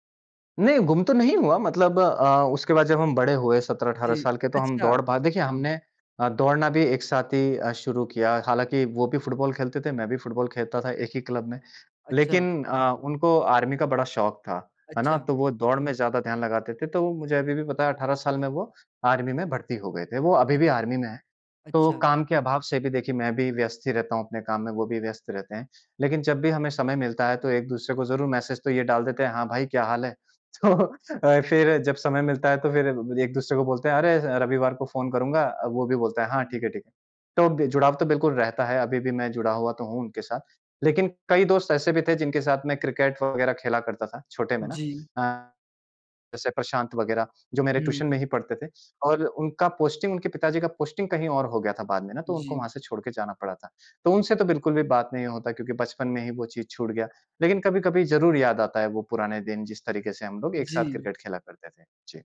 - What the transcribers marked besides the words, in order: laughing while speaking: "तो"; in English: "पोस्टिंग"; in English: "पोस्टिंग"
- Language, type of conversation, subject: Hindi, podcast, कौन सा खिलौना तुम्हें आज भी याद आता है?